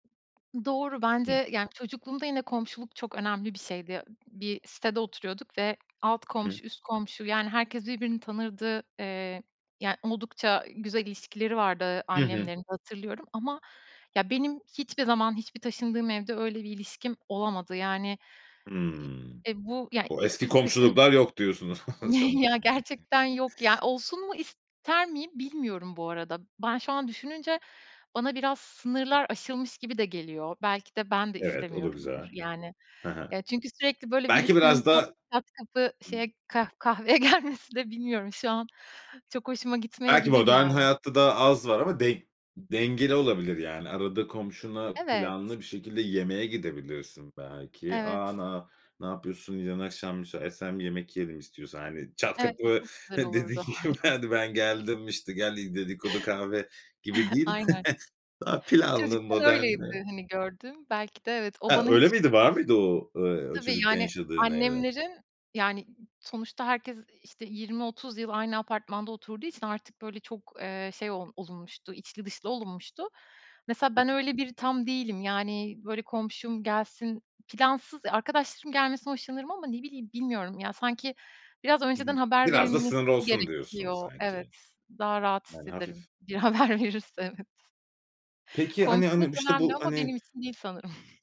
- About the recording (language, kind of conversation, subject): Turkish, podcast, Senin için ev ne ifade ediyor?
- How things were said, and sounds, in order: other background noise; tapping; chuckle; laughing while speaking: "Ya"; chuckle; laughing while speaking: "gelmesi"; laughing while speaking: "Aynen"; chuckle; chuckle; laughing while speaking: "Bir haber verirse evet"; chuckle